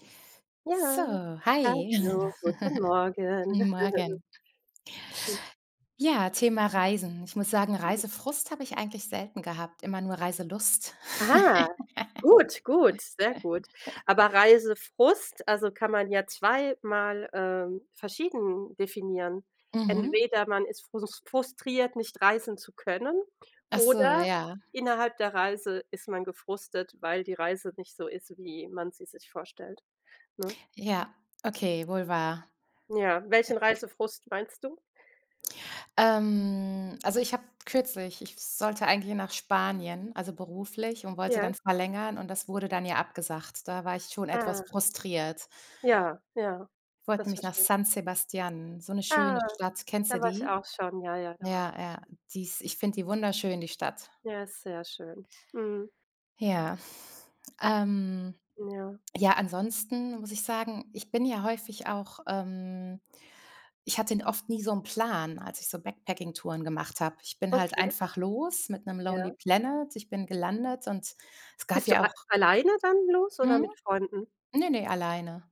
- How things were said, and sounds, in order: chuckle; unintelligible speech; chuckle; unintelligible speech; drawn out: "Ähm"
- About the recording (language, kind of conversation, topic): German, unstructured, Wie bist du auf Reisen mit unerwarteten Rückschlägen umgegangen?